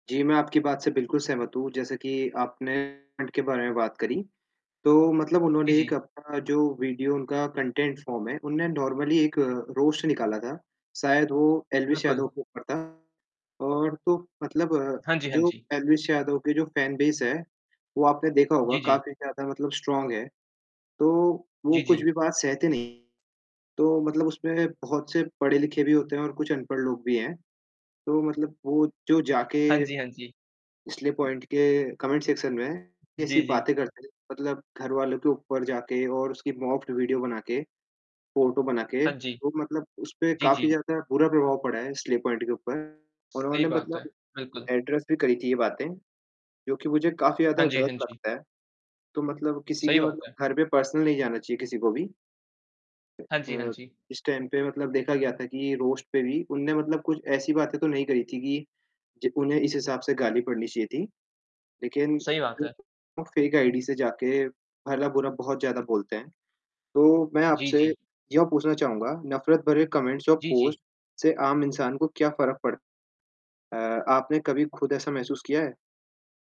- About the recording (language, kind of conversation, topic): Hindi, unstructured, क्या सामाजिक माध्यमों पर नफरत फैलाने की प्रवृत्ति बढ़ रही है?
- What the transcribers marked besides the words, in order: static; distorted speech; in English: "पॉइंट"; in English: "कंटेंट फ़ॉर्म"; in English: "नॉर्मली"; in English: "रोस्ट"; in English: "फैन बेस"; in English: "स्ट्रॉन्ग"; in English: "कमेंट सेक्शन"; in English: "मॉक्ड वीडियो"; in English: "एड्रेस"; in English: "पर्सनल"; tapping; in English: "टाइम"; in English: "रोस्ट"; in English: "फ़ेक आईडी"; in English: "कमेंट्स"; in English: "पोस्ट"